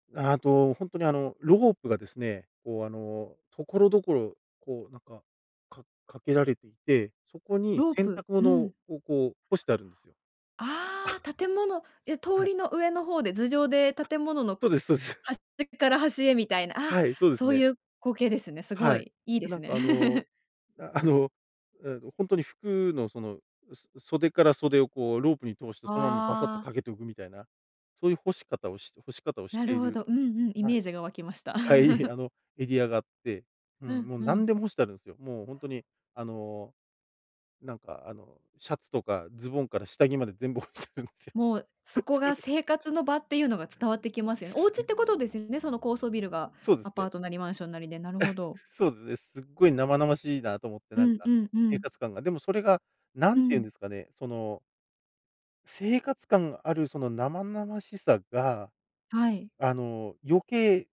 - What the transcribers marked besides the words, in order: laugh; laugh; laughing while speaking: "な あの あの"; laughing while speaking: "はい"; laugh; laughing while speaking: "干してるんですよ、そうで"; laugh
- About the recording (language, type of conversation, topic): Japanese, podcast, 忘れられない風景に出会ったときのことを教えていただけますか？
- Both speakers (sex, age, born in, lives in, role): female, 30-34, Japan, Japan, host; male, 40-44, Japan, Japan, guest